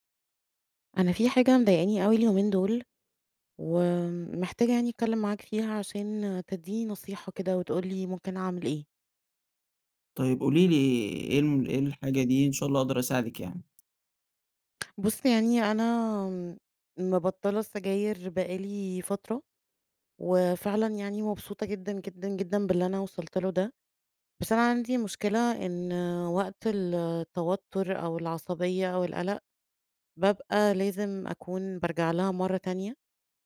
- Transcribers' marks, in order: tapping
- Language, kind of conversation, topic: Arabic, advice, إمتى بتلاقي نفسك بترجع لعادات مؤذية لما بتتوتر؟